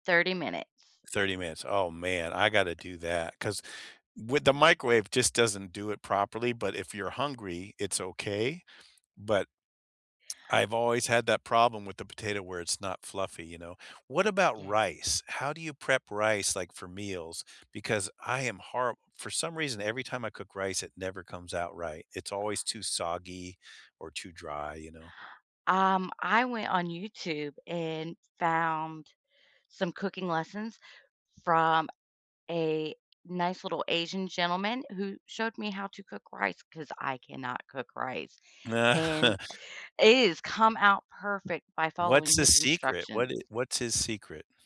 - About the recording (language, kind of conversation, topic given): English, unstructured, What small habits, shortcuts, and shared moments make weeknight home cooking easier and more enjoyable for you?
- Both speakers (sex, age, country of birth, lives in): female, 45-49, United States, United States; male, 65-69, United States, United States
- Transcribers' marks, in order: sniff; chuckle